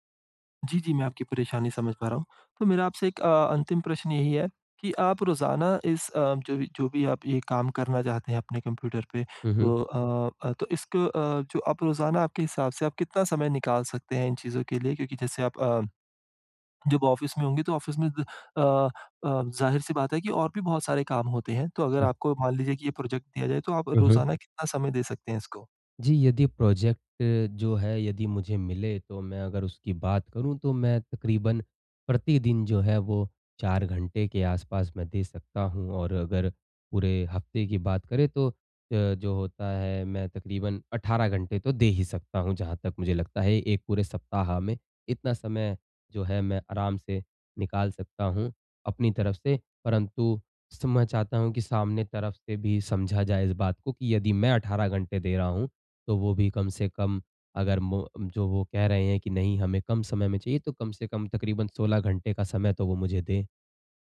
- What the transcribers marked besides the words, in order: in English: "ऑफ़िस"; in English: "ऑफ़िस"; in English: "प्रोजेक्ट"; in English: "प्रोजेक्ट"
- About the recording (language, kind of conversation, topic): Hindi, advice, सीमित संसाधनों के बावजूद मैं अपनी रचनात्मकता कैसे बढ़ा सकता/सकती हूँ?